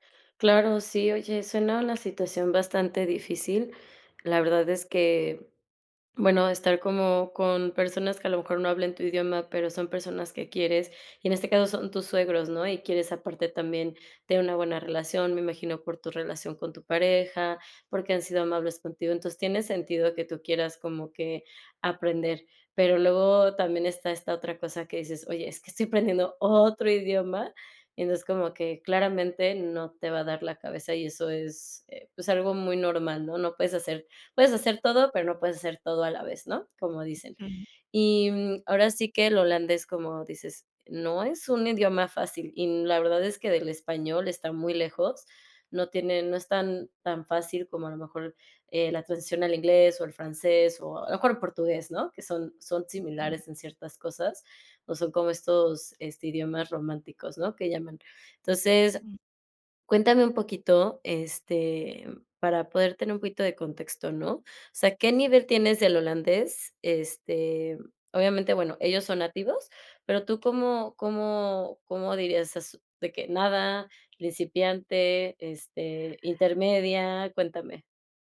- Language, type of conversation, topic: Spanish, advice, ¿Cómo puede la barrera del idioma dificultar mi comunicación y la generación de confianza?
- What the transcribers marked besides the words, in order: other background noise; other noise; tapping